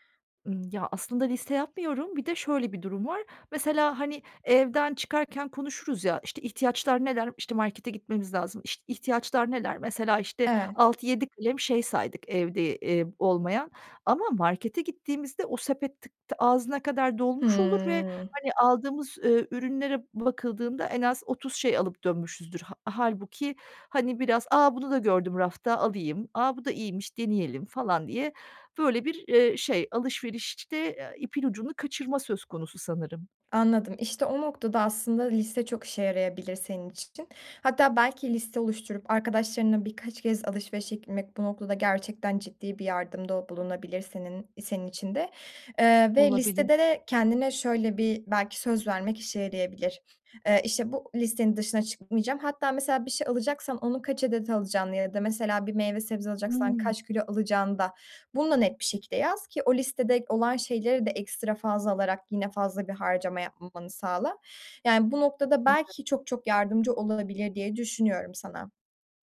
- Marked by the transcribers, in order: lip smack; other noise; unintelligible speech; tapping
- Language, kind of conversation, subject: Turkish, advice, Bütçemi ve tasarruf alışkanlıklarımı nasıl geliştirebilirim ve israfı nasıl önleyebilirim?